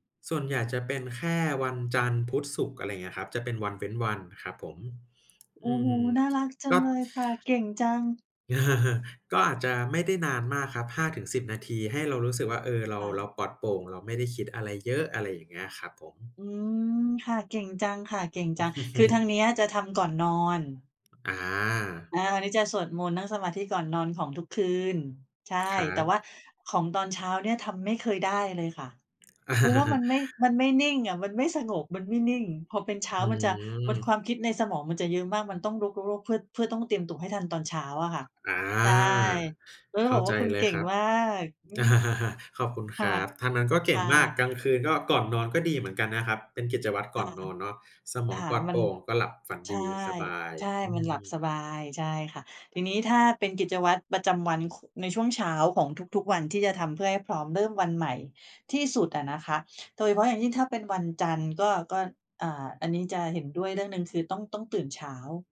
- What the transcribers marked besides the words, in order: tapping; other background noise; laugh; chuckle; laugh; laugh
- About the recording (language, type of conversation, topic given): Thai, unstructured, คุณเริ่มต้นวันใหม่ด้วยกิจวัตรอะไรบ้าง?
- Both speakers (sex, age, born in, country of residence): female, 45-49, Thailand, Thailand; male, 30-34, Thailand, Thailand